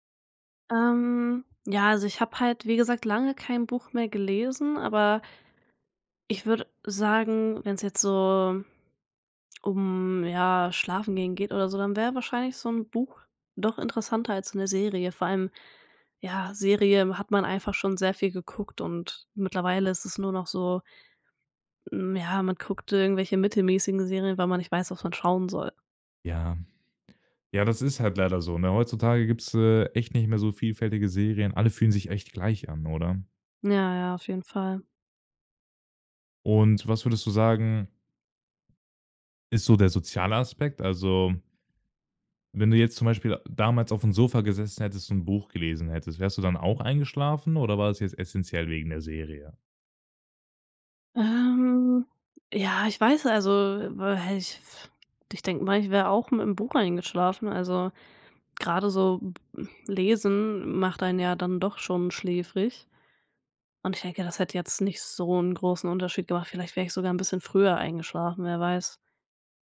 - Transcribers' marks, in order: drawn out: "Ähm"; unintelligible speech; other noise
- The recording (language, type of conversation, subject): German, podcast, Welches Medium hilft dir besser beim Abschalten: Buch oder Serie?
- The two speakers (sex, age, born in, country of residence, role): female, 20-24, Germany, Germany, guest; male, 18-19, Germany, Germany, host